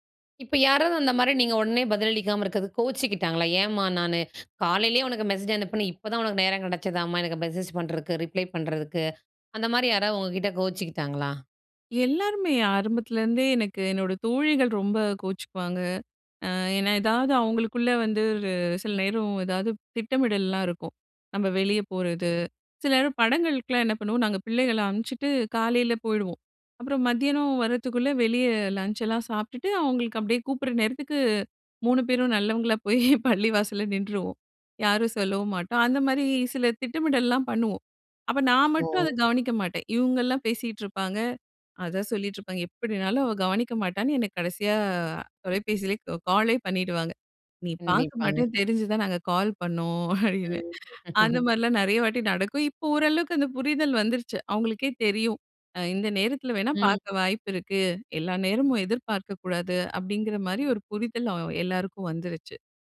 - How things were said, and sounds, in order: in English: "ரிப்ளை"; laughing while speaking: "போயி"; laughing while speaking: "அப்டின்னு"; laugh
- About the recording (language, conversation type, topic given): Tamil, podcast, நீங்கள் செய்தி வந்தவுடன் உடனே பதிலளிப்பீர்களா?